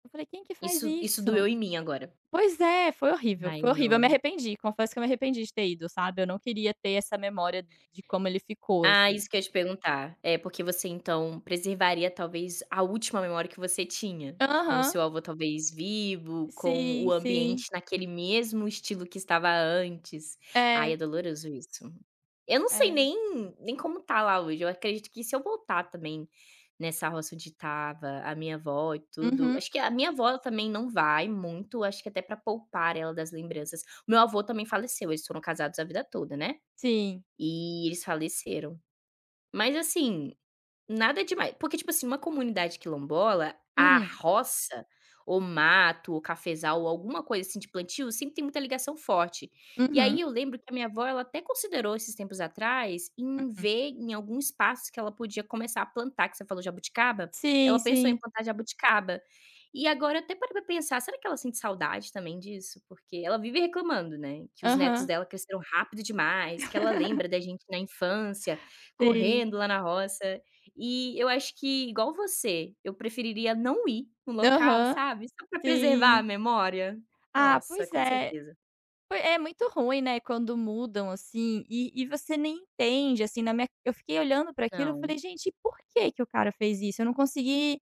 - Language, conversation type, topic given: Portuguese, unstructured, Qual é uma lembrança da sua infância que você guarda com carinho até hoje?
- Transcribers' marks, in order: other background noise; tapping; laugh